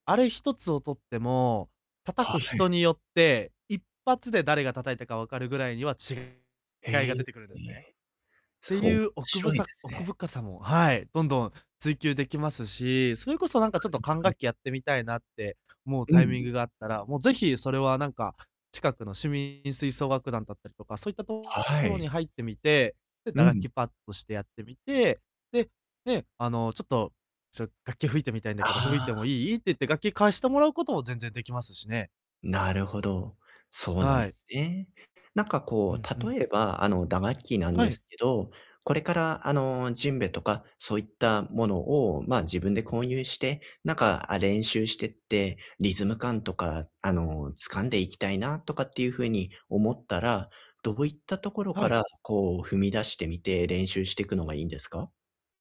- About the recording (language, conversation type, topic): Japanese, advice, 新しい趣味や挑戦を始めるのが怖いとき、どうすれば一歩踏み出せますか？
- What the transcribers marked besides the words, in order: distorted speech; "おもしろい" said as "しろい"; other background noise; "ジェンベ" said as "ジンベ"